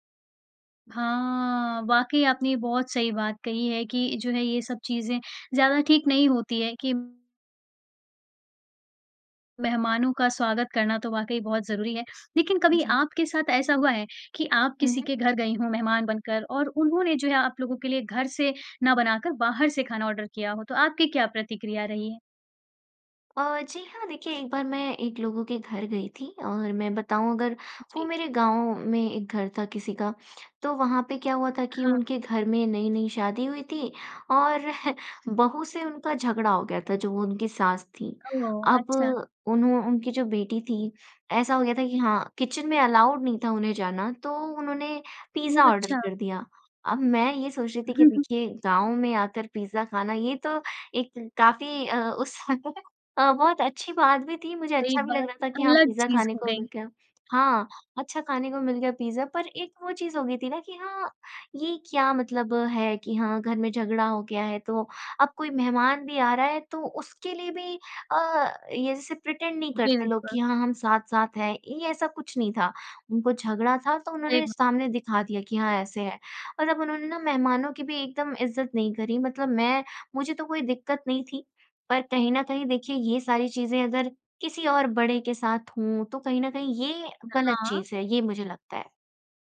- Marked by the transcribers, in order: in English: "ऑर्डर"; chuckle; in English: "किचन"; in English: "अलाउड"; in English: "ऑर्डर"; chuckle; chuckle; in English: "प्रिटेंड"
- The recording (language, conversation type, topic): Hindi, podcast, मेहमान आने पर आप आम तौर पर खाना किस क्रम में और कैसे परोसते हैं?